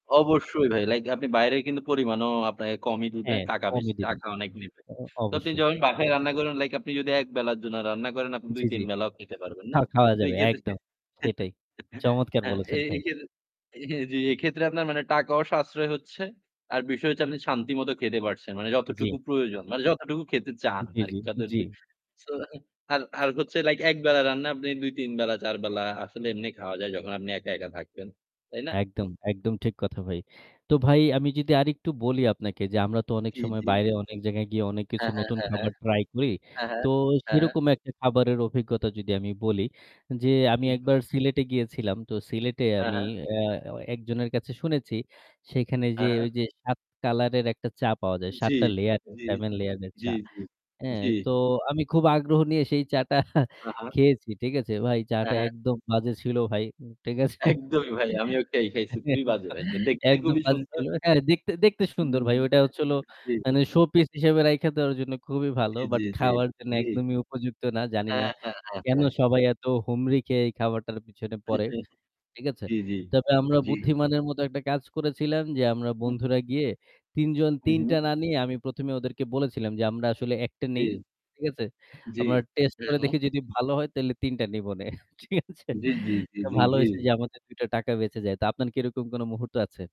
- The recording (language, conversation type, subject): Bengali, unstructured, সুস্বাদু খাবার খেতে গেলে আপনার কোন সুখস্মৃতি মনে পড়ে?
- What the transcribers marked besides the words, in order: static; other background noise; distorted speech; chuckle; laughing while speaking: "চাটটা"; chuckle; laughing while speaking: "একদ একদম বাজে ছিল"; unintelligible speech; chuckle; laughing while speaking: "ঠিক আছে?"